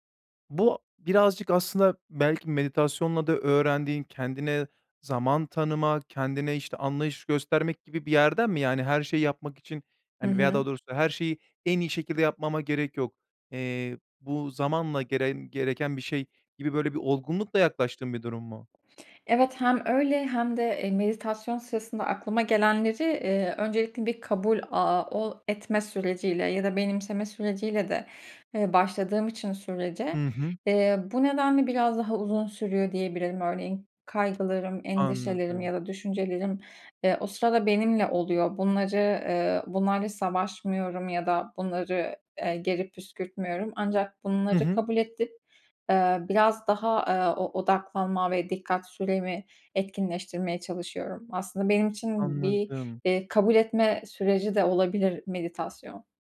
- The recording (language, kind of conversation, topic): Turkish, podcast, Meditasyon sırasında zihnin dağıldığını fark ettiğinde ne yaparsın?
- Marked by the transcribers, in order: none